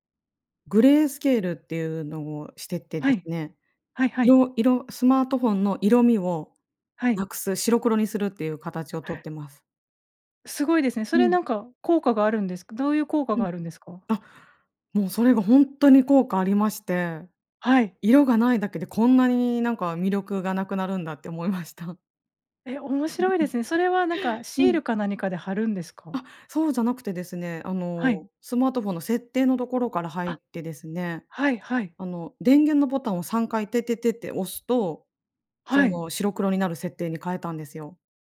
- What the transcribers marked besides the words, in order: chuckle
- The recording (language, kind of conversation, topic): Japanese, podcast, スマホ時間の管理、どうしていますか？